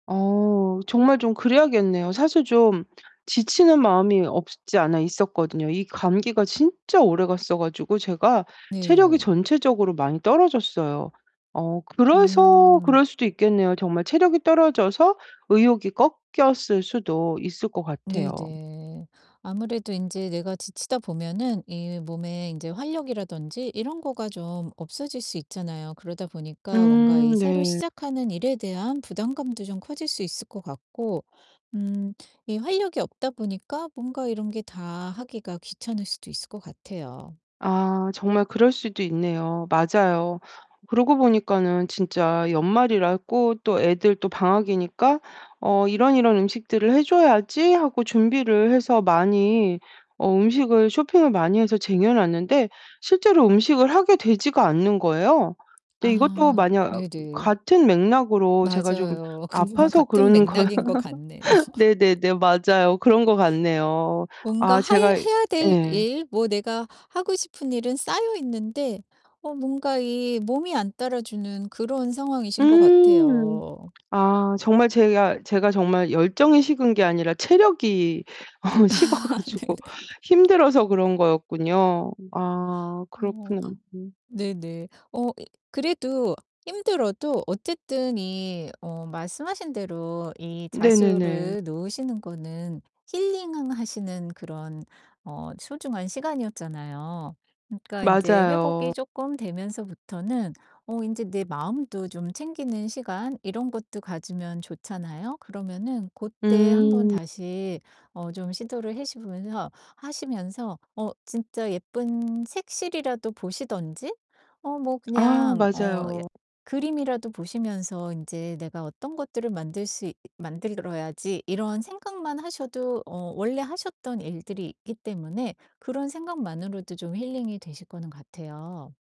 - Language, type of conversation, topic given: Korean, advice, 취미에 다시 열정을 느끼려면 어떻게 하면 좋을까요?
- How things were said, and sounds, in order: distorted speech; other background noise; tapping; laughing while speaking: "그거와"; laughing while speaking: "거"; laugh; laughing while speaking: "같네요"; laugh; laughing while speaking: "어 식어 가지고"; laugh; laughing while speaking: "네네"; laugh